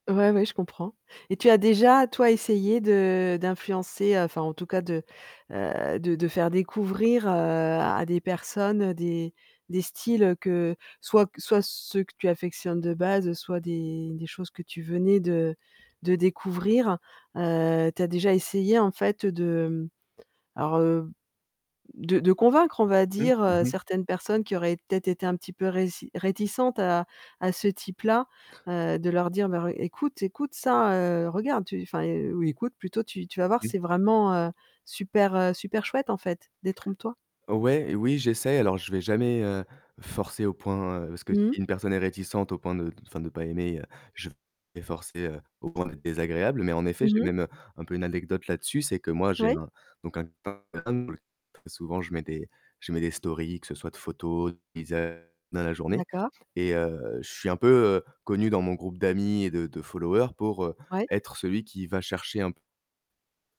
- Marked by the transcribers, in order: static; tapping; distorted speech; unintelligible speech; in English: "followers"
- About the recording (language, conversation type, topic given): French, podcast, Qu’est-ce qui te pousse à explorer un nouveau style musical ?